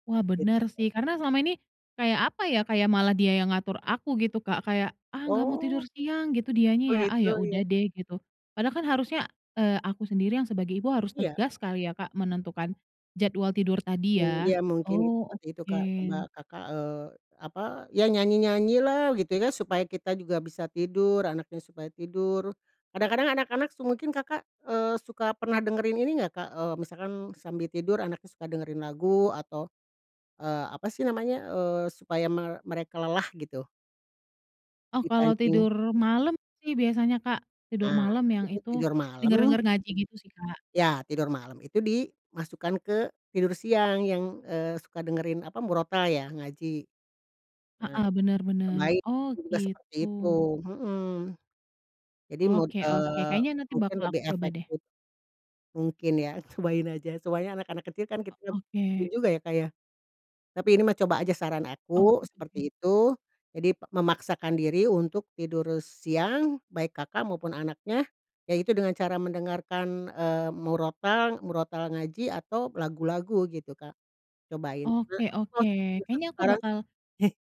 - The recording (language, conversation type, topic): Indonesian, advice, Kenapa saya sulit bangun pagi untuk menjalani rutinitas sehat dan berangkat kerja?
- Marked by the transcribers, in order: unintelligible speech